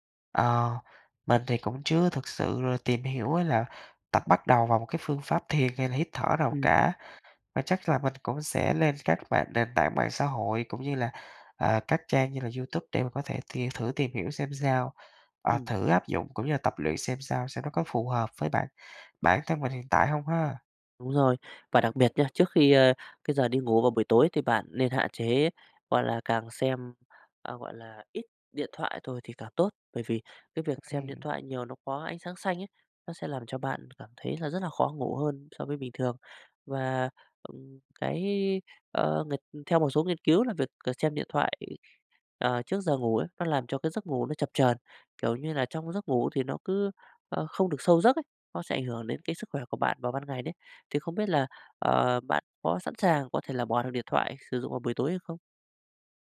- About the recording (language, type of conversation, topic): Vietnamese, advice, Làm sao để bạn sắp xếp thời gian hợp lý hơn để ngủ đủ giấc và cải thiện sức khỏe?
- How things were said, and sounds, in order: other background noise; tapping